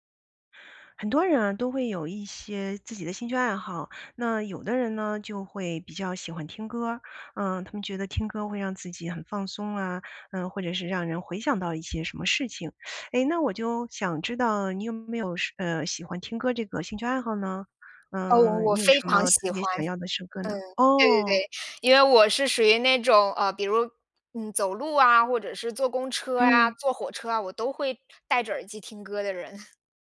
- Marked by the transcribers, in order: other background noise; teeth sucking; chuckle
- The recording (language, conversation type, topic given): Chinese, podcast, 有没有那么一首歌，一听就把你带回过去？